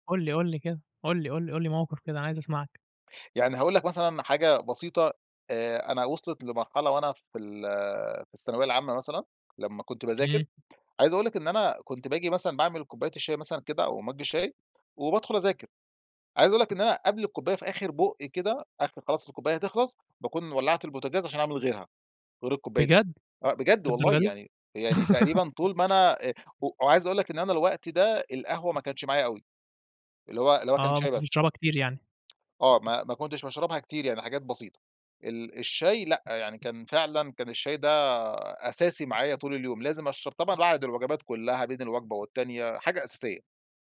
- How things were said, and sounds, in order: tapping; other background noise; in English: "مجّ"; laugh
- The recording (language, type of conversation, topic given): Arabic, podcast, إيه عاداتك مع القهوة أو الشاي في البيت؟